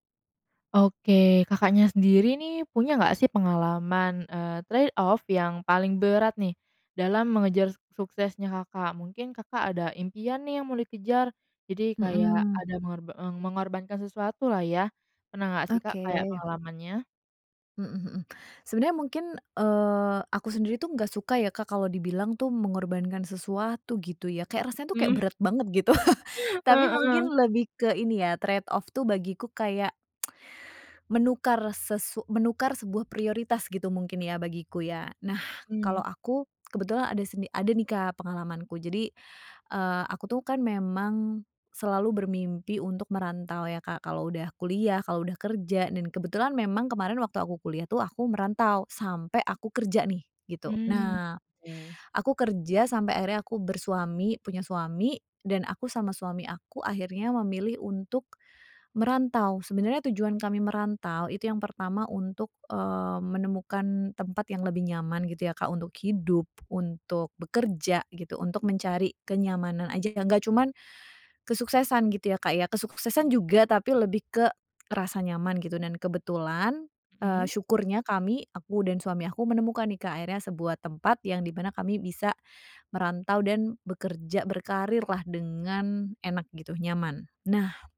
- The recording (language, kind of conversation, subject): Indonesian, podcast, Apa pengorbanan paling berat yang harus dilakukan untuk meraih sukses?
- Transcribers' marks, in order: in English: "trade off"; other street noise; chuckle; in English: "trade off"; lip smack; tapping